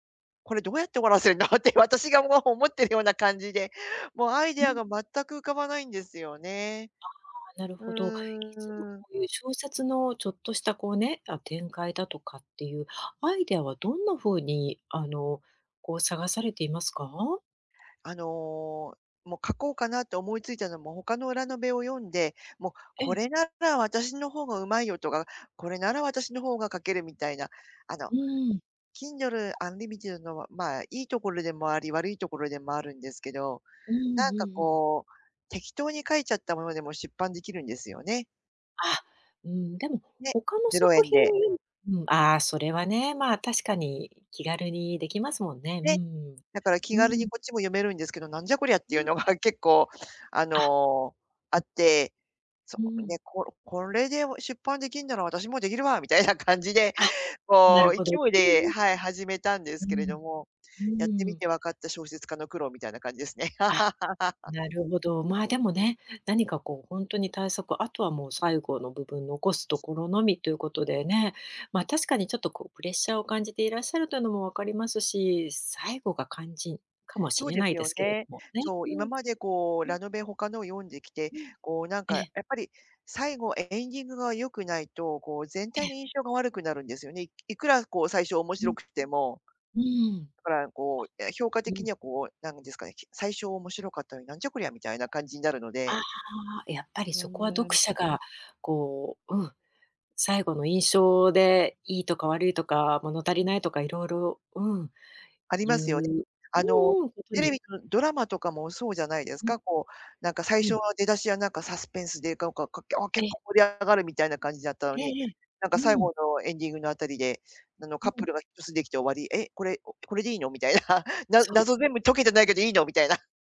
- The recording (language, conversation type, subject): Japanese, advice, アイデアがまったく浮かばず手が止まっている
- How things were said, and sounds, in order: laughing while speaking: "終わらせるの？って私がもう思ってるような感じで"; other noise; laughing while speaking: "みたいな感じで"; laugh; tapping; laugh